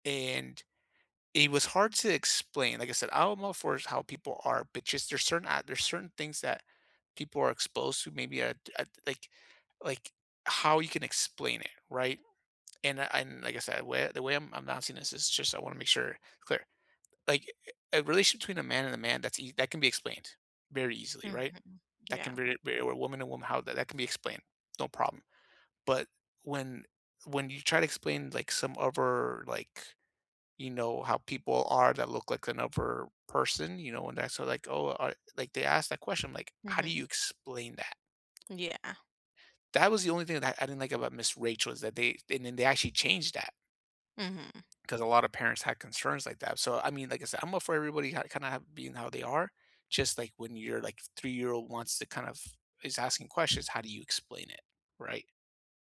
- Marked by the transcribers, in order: tapping; other background noise
- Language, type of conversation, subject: English, unstructured, What childhood memory do you still think about most, and how does it help or hold you back?
- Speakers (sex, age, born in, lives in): female, 20-24, United States, United States; male, 35-39, United States, United States